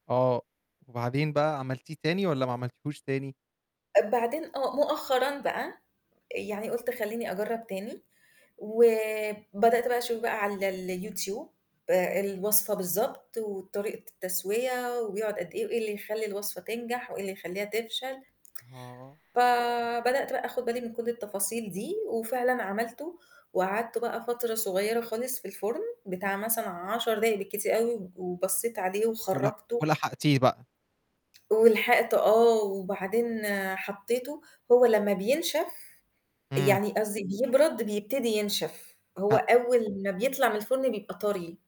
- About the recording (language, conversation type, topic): Arabic, podcast, احكيلي عن تجربة طبخ فشلت فيها واتعلمت منها إيه؟
- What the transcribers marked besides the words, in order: static; tsk; distorted speech